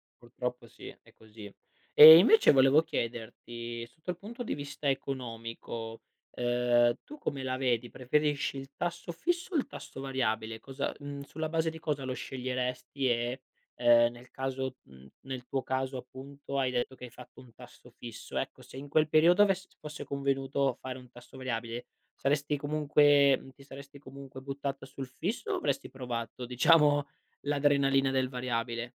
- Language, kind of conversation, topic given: Italian, podcast, Come scegliere tra comprare o affittare casa?
- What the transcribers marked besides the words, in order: other noise; other background noise; laughing while speaking: "diciamo"